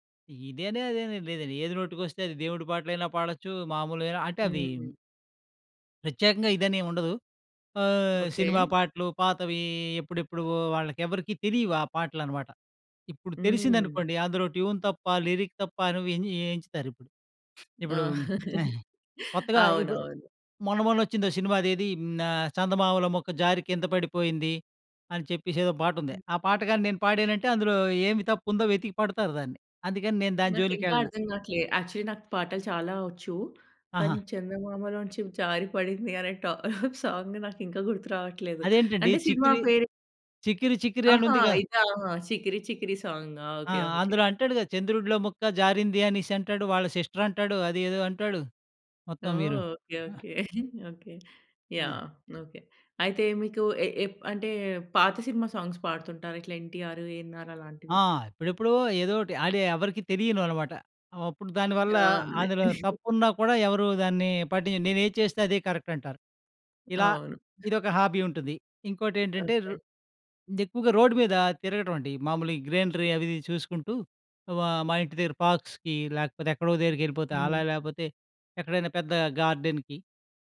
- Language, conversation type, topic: Telugu, podcast, హాబీని తిరిగి పట్టుకోవడానికి మొదటి చిన్న అడుగు ఏమిటి?
- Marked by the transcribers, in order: in English: "ట్యూన్"; in English: "లిరిక్"; laughing while speaking: "ఆ! అవునవును"; other noise; in English: "యాక్చువల్లి"; in English: "సాంగా!"; in English: "సిస్టర్"; chuckle; in English: "సాంగ్స్"; giggle; in English: "కరెక్ట్"; in English: "హాబీ"; other background noise; in English: "గ్రీనరి"; in English: "పార్క్స్‌కి"; in English: "గార్డెన్‍కి"